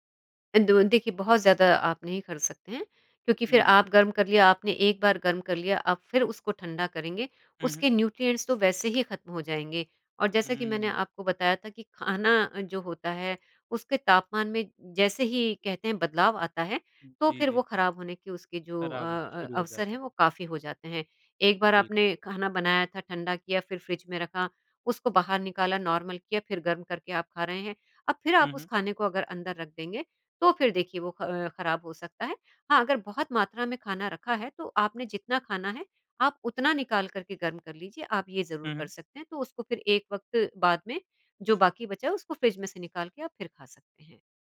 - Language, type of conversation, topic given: Hindi, podcast, अचानक फ्रिज में जो भी मिले, उससे आप क्या बना लेते हैं?
- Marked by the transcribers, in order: in English: "न्यूट्रिएंट्स"; in English: "नॉर्मल"